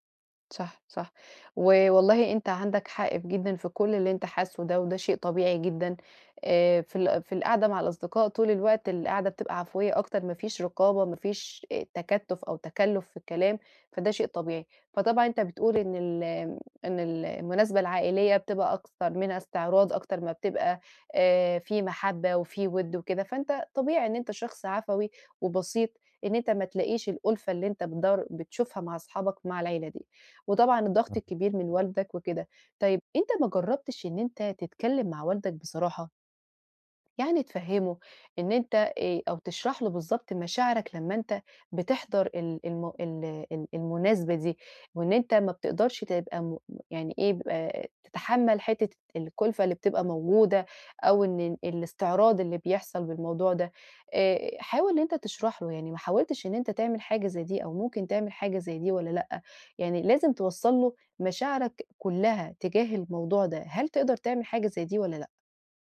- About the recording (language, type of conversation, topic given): Arabic, advice, إزاي أتعامل مع الإحساس بالإرهاق من المناسبات الاجتماعية؟
- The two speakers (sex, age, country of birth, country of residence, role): female, 30-34, Egypt, Portugal, advisor; male, 25-29, Egypt, Egypt, user
- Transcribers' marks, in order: tapping